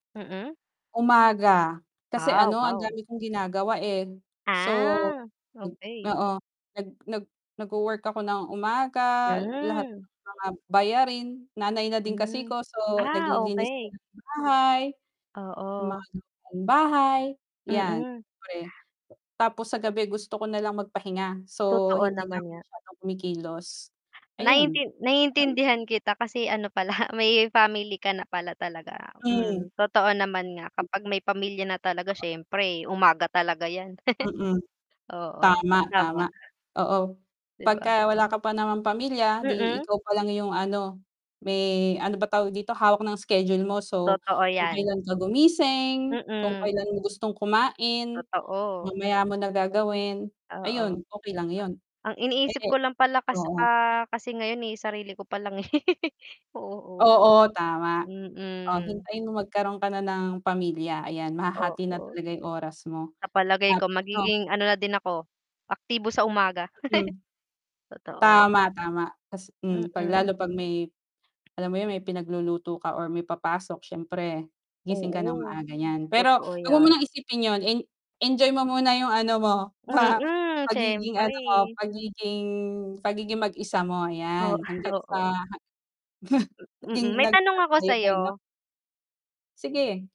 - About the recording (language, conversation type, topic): Filipino, unstructured, Sa pagitan ng umaga at gabi, kailan ka mas aktibo?
- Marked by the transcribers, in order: tapping; distorted speech; other noise; throat clearing; mechanical hum; chuckle; unintelligible speech; laugh; laugh; chuckle